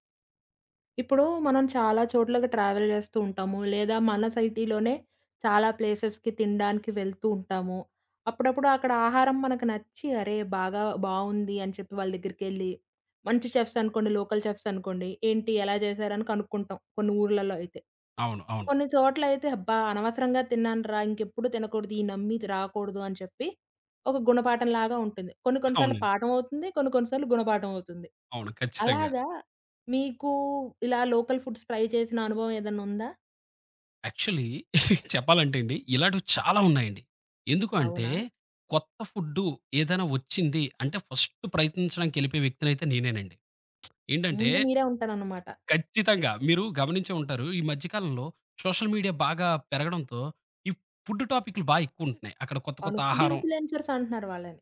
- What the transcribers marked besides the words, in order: in English: "ట్రావెల్"; in English: "ప్లేసెస్‌కి"; in English: "చెఫ్స్"; in English: "లోకల్ చెఫ్స్"; chuckle; in English: "లోకల్ ఫుడ్స్ ట్రై"; in English: "యాక్చువలీ"; chuckle; lip smack; other background noise; in English: "సోషల్ మీడియా"; in English: "ఫుడ్ ఇన్‌ఫ్లూయెన్సర్స్"
- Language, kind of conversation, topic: Telugu, podcast, స్థానిక ఆహారం తింటూ మీరు తెలుసుకున్న ముఖ్యమైన పాఠం ఏమిటి?